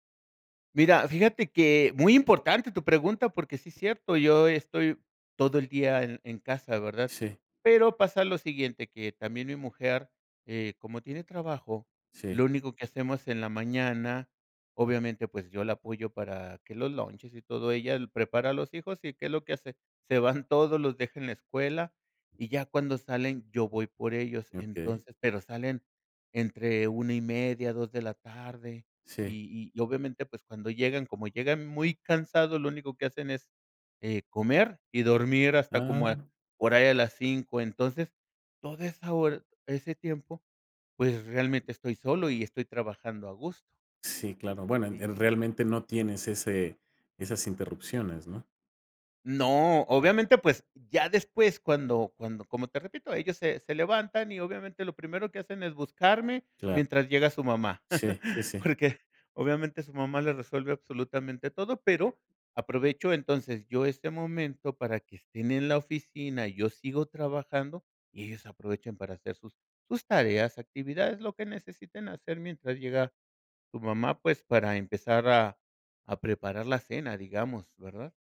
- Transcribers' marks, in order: laugh
- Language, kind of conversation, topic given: Spanish, podcast, ¿Cómo organizas tu espacio de trabajo en casa?